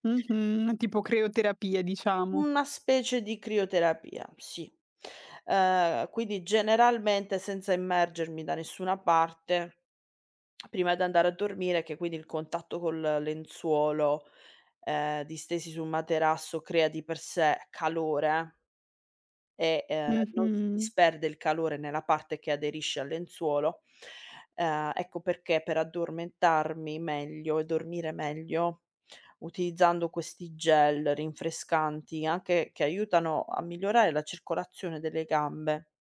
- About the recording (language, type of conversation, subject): Italian, podcast, Qual è un rito serale che ti rilassa prima di dormire?
- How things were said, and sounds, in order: "crioterapia" said as "creoterapia"